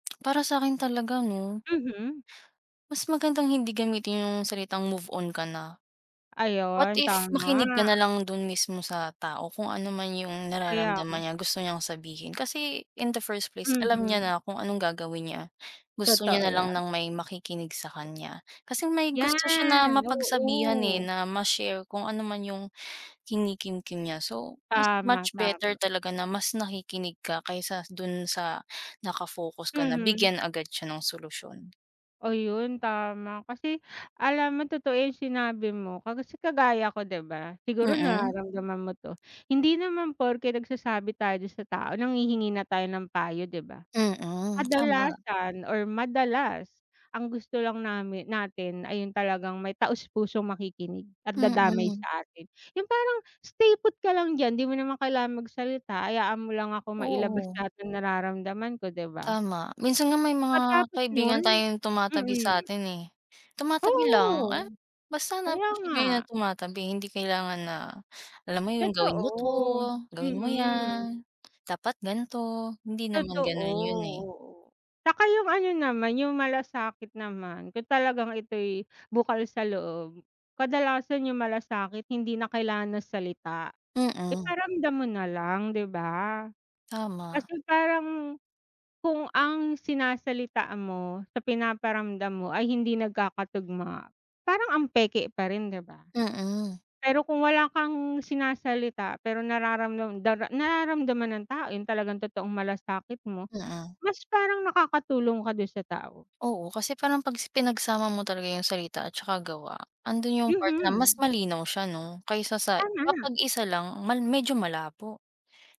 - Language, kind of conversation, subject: Filipino, unstructured, Ano ang masasabi mo sa mga taong paulit-ulit na nagsasabing, “Magpatuloy ka na”?
- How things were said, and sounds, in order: anticipating: "Yan, oo"; tapping; "at saka" said as "at tsaka"